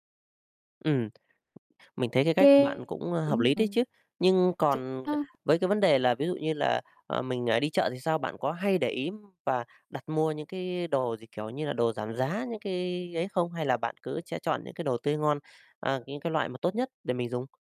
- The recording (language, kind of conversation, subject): Vietnamese, podcast, Bạn mua sắm như thế nào khi ngân sách hạn chế?
- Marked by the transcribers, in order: other background noise; distorted speech; tapping